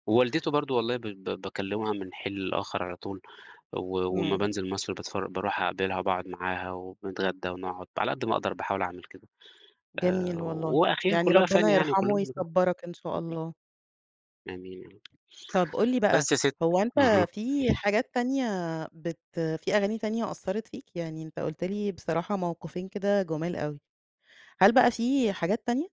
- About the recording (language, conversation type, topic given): Arabic, podcast, إيه أول أغنية أثّرت فيك، وسمعتها إمتى وفين لأول مرة؟
- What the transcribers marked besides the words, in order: tapping; other background noise